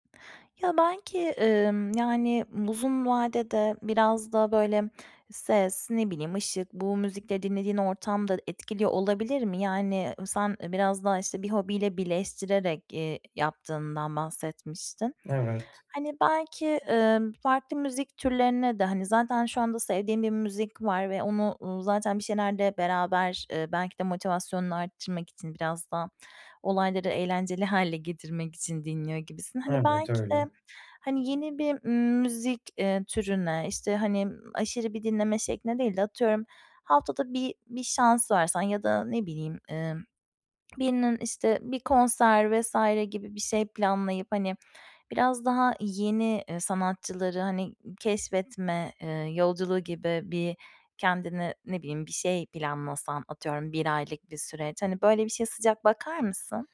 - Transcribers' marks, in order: other background noise; swallow
- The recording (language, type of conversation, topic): Turkish, advice, Eskisi gibi film veya müzikten neden keyif alamıyorum?
- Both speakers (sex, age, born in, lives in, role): female, 30-34, Turkey, Spain, advisor; male, 25-29, Turkey, Germany, user